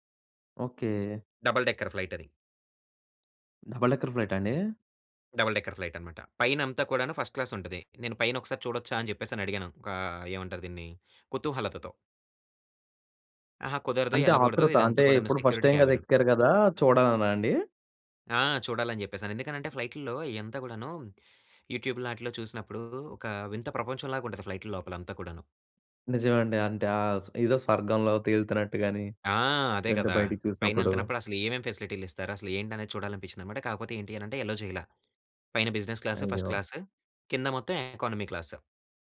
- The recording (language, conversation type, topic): Telugu, podcast, మొదటిసారి ఒంటరిగా ప్రయాణం చేసినప్పుడు మీ అనుభవం ఎలా ఉండింది?
- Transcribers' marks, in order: in English: "డబల్ డెక్కర్"; in English: "డబల్ డెక్కర్ ఫ్లైటా"; in English: "డబల్ డెక్కర్"; in English: "ఫస్ట్"; in English: "సెక్యూరిటీ"; in English: "ఫస్ట్ టైమ్"; in English: "యలో"; in English: "బిజినెస్"; in English: "ఫస్ట్"; in English: "ఎకానమీ"